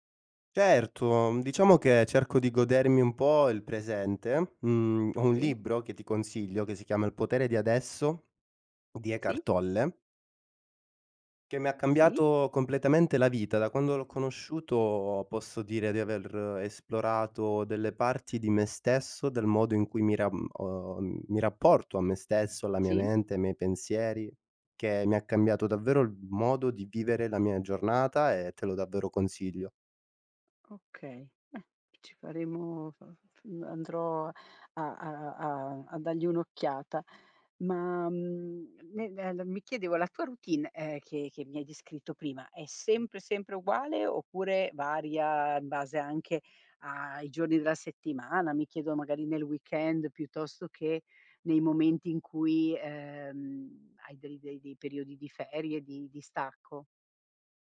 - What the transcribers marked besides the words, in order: tapping; other background noise
- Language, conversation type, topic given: Italian, podcast, Come organizzi la tua routine mattutina per iniziare bene la giornata?